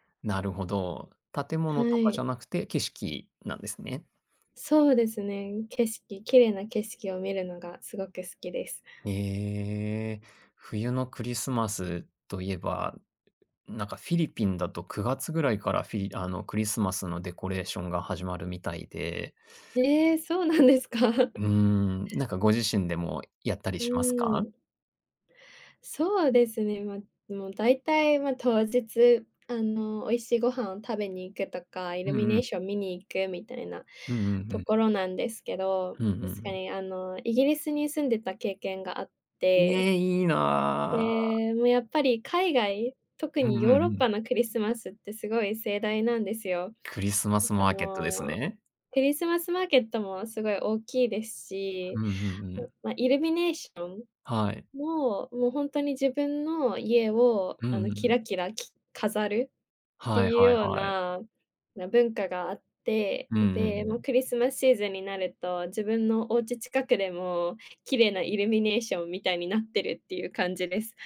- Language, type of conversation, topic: Japanese, podcast, 季節ごとに楽しみにしていることは何ですか？
- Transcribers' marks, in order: other background noise; in English: "デコレーション"; laughing while speaking: "そうなんですか"; tapping; in English: "クリスマスマーケット"; in English: "クリスマスマーケット"; in English: "クリスマスシーズン"